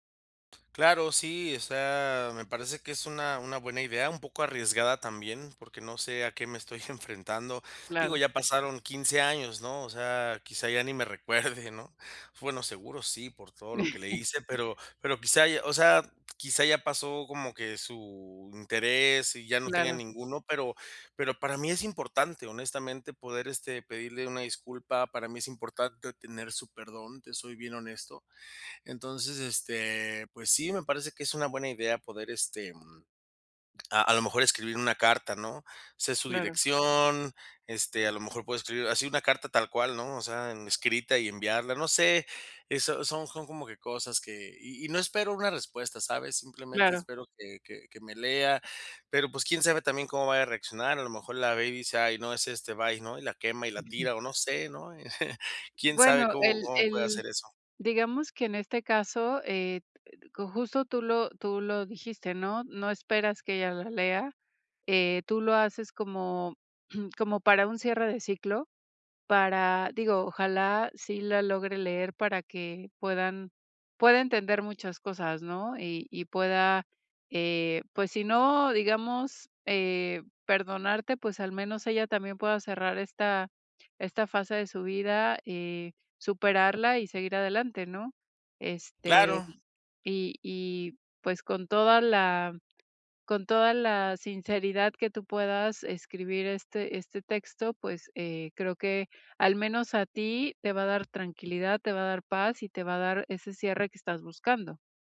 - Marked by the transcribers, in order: tapping; chuckle; chuckle; throat clearing
- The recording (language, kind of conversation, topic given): Spanish, advice, ¿Cómo puedo disculparme correctamente después de cometer un error?